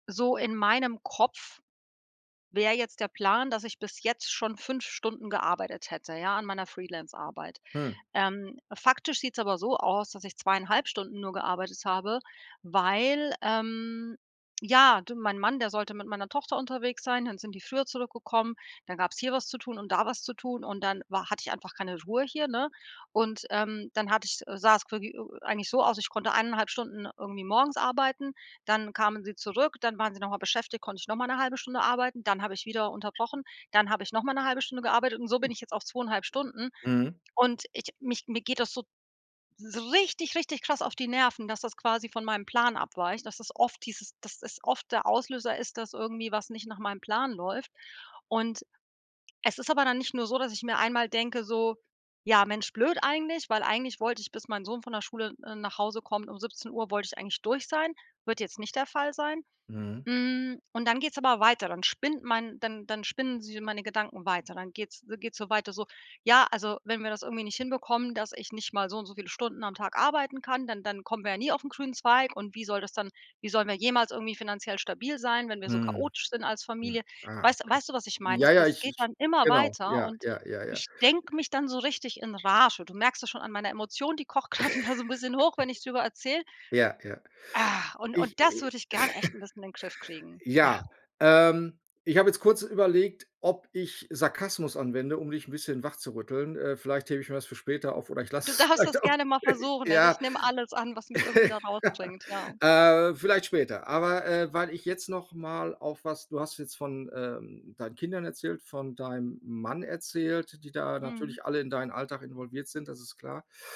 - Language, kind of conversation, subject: German, advice, Wie kann ich lernen, meine Gedanken als vorübergehende Ereignisse wahrzunehmen?
- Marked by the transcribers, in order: stressed: "richtig"; other background noise; laughing while speaking: "grad wieder"; chuckle; laughing while speaking: "lasse es vielleicht auch"; chuckle